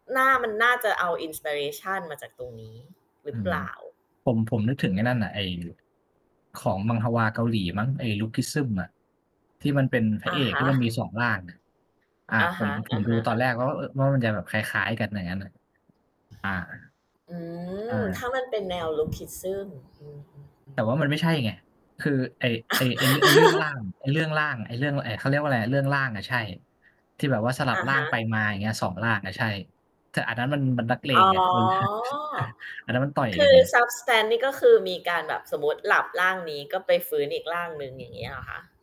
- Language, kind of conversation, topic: Thai, unstructured, คุณชอบดูหนังแนวไหนมากที่สุด?
- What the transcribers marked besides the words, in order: static; in English: "inspiration"; distorted speech; mechanical hum; giggle; drawn out: "อ๋อ"; in English: "substance"; chuckle; wind